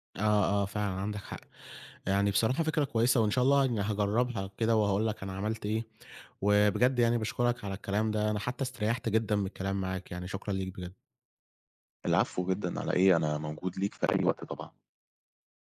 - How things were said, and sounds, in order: none
- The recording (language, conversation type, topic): Arabic, advice, إزاي أبطل التسويف وأنا بشتغل على أهدافي المهمة؟